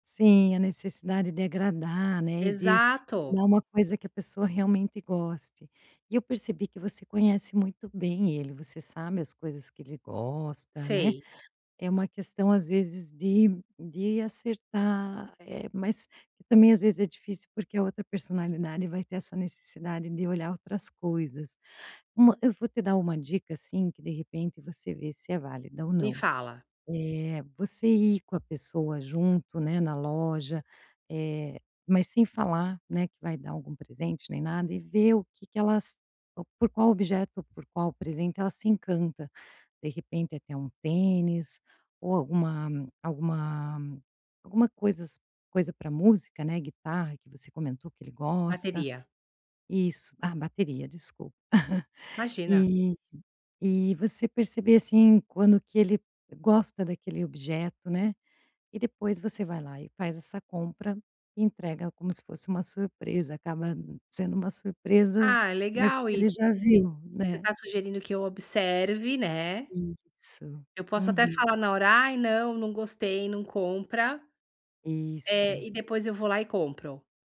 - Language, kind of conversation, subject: Portuguese, advice, Como posso escolher presentes para outras pessoas sem me sentir inseguro?
- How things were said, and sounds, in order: chuckle